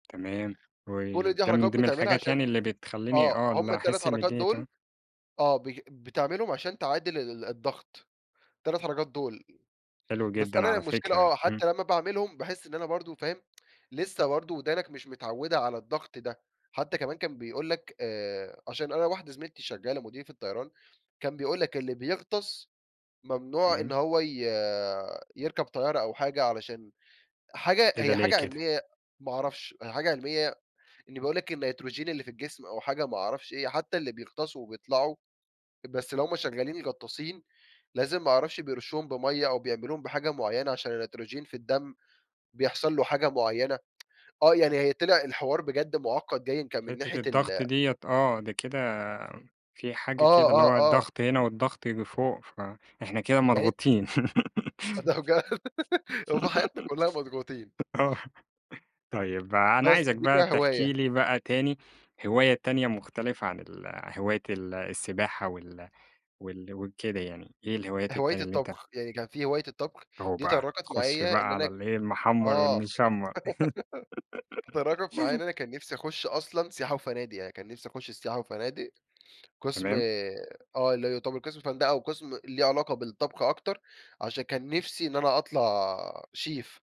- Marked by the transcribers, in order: tapping; tsk; tsk; laughing while speaking: "ده بجد"; giggle; laugh; giggle; giggle; in English: "شيف"
- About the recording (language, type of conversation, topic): Arabic, podcast, إيه اللي خلّاك تحب الهواية دي من الأول؟